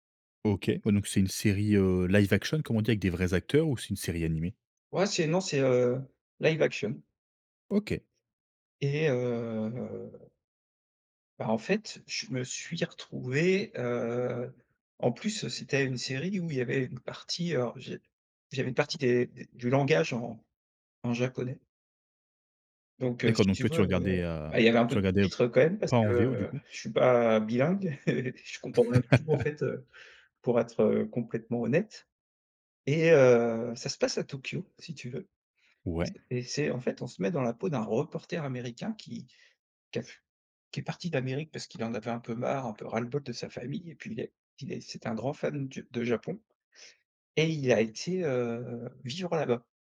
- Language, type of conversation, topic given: French, podcast, Quel film t’a ouvert les yeux sur une autre culture ?
- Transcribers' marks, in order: put-on voice: "live action"; put-on voice: "live action"; drawn out: "heu"; laugh; chuckle